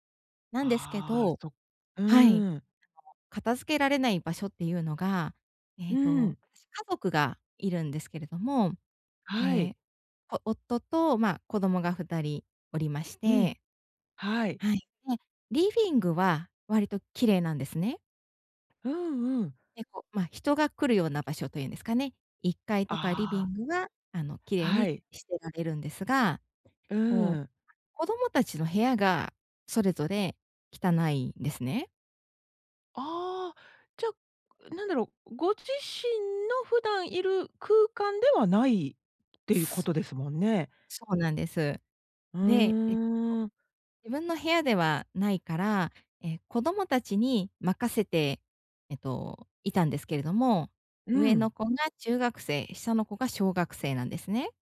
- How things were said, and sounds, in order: none
- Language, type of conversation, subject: Japanese, advice, 家の散らかりは私のストレスにどのような影響を与えますか？